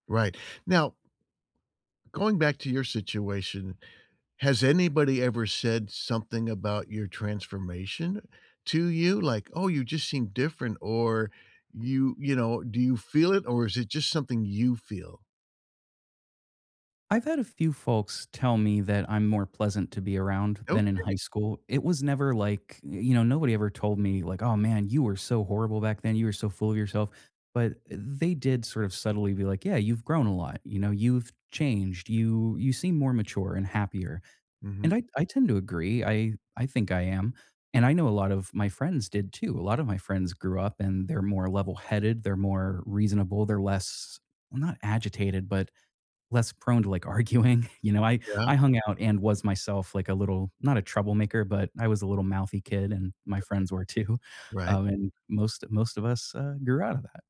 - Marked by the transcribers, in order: tapping; laughing while speaking: "arguing"; laughing while speaking: "too"
- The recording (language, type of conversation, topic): English, unstructured, How can I reconnect with someone I lost touch with and miss?
- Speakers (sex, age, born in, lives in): male, 35-39, United States, United States; male, 65-69, United States, United States